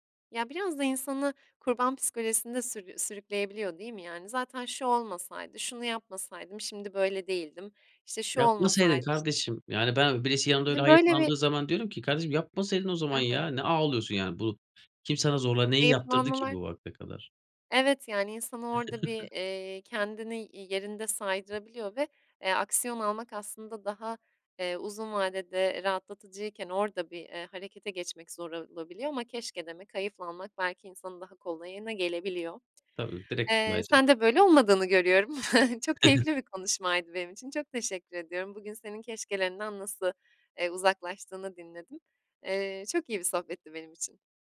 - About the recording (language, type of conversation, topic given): Turkish, podcast, Sence “keşke” demekten nasıl kurtulabiliriz?
- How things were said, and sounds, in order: other background noise; chuckle; tapping; unintelligible speech; chuckle